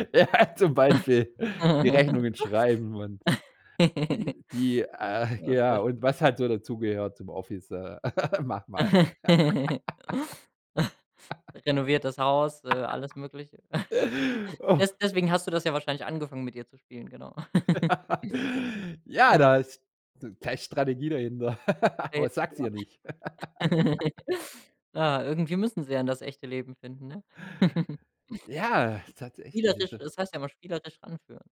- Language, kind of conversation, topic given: German, podcast, Wie richtest du dir zu Hause einen gemütlichen und praktischen Hobbyplatz ein?
- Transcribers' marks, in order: laughing while speaking: "Ja"; giggle; laugh; giggle; laugh; laugh; laugh; unintelligible speech; laugh; laugh; laugh